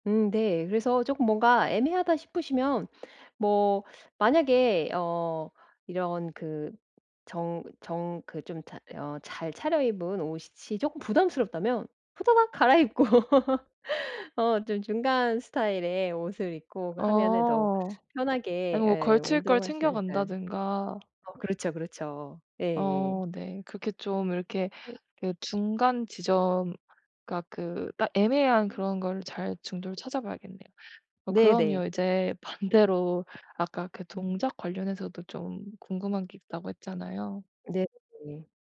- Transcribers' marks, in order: tapping; laugh; unintelligible speech; unintelligible speech; other background noise
- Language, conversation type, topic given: Korean, advice, 남의 시선에 흔들리지 않고 내 개성을 어떻게 지킬 수 있을까요?